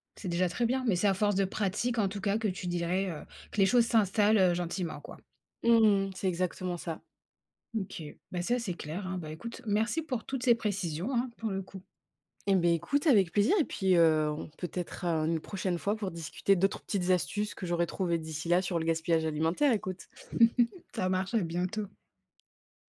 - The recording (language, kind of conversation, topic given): French, podcast, Comment gères-tu le gaspillage alimentaire chez toi ?
- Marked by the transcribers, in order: other background noise; chuckle